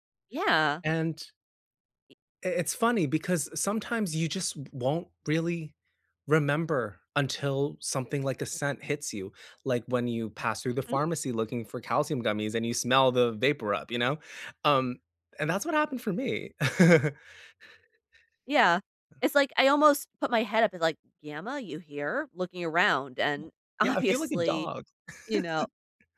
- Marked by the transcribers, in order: laugh; other background noise; laughing while speaking: "obviously"; chuckle
- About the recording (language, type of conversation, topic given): English, unstructured, What role do memories play in coping with loss?